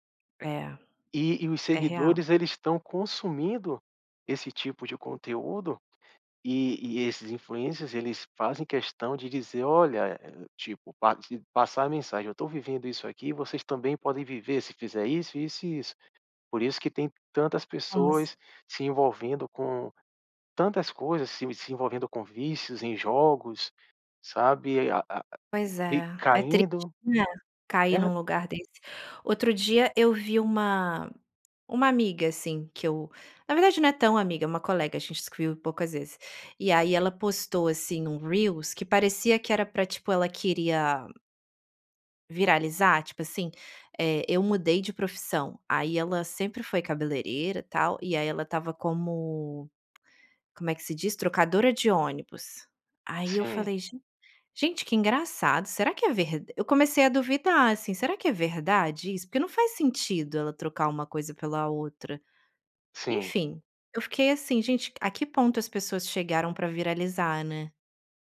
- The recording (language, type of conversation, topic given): Portuguese, podcast, As redes sociais ajudam a descobrir quem você é ou criam uma identidade falsa?
- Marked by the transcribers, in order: unintelligible speech